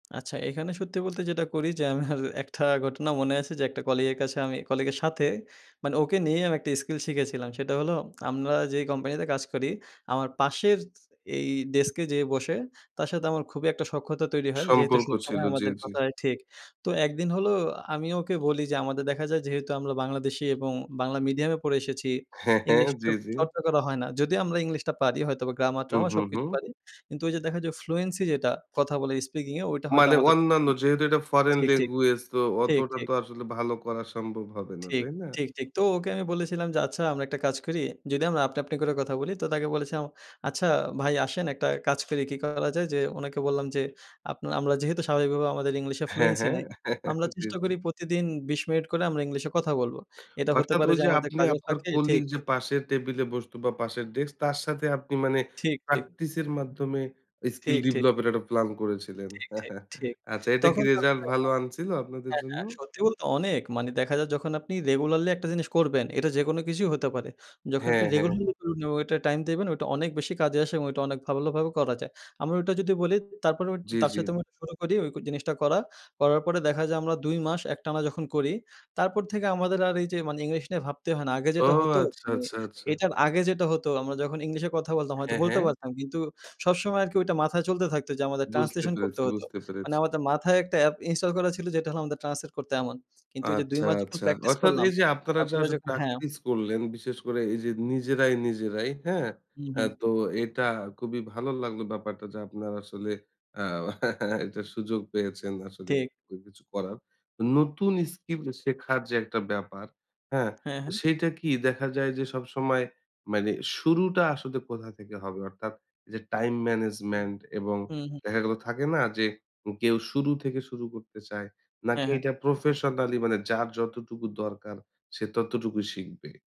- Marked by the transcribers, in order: laughing while speaking: "আমার"; laughing while speaking: "হ্যাঁ, হ্যাঁ"; unintelligible speech; other background noise; chuckle; "ডেভেলপ" said as "ডিবলপ"; chuckle; unintelligible speech; unintelligible speech; laughing while speaking: "আ"; chuckle
- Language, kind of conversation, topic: Bengali, podcast, নতুন দক্ষতা শেখা কীভাবে কাজকে আরও আনন্দদায়ক করে তোলে?